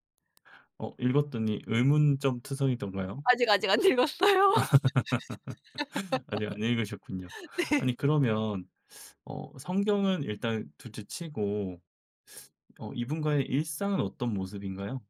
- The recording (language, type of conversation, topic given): Korean, advice, 결혼 제안을 수락할지 망설이는 상황에서 어떻게 결정해야 할까요?
- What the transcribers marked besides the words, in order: tapping; laugh; laughing while speaking: "읽었어요. 네"; laugh